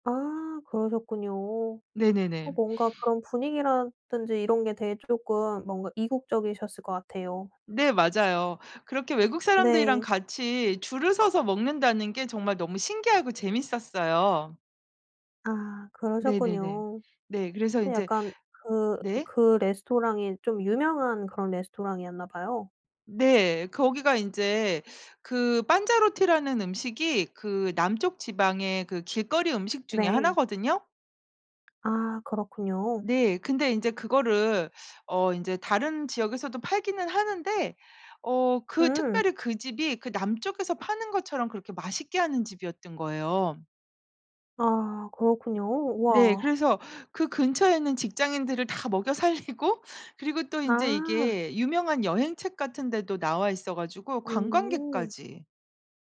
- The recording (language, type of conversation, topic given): Korean, podcast, 좋아하는 길거리 음식에 대해 이야기해 주실 수 있나요?
- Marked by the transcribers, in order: other background noise; tapping; laughing while speaking: "살리고"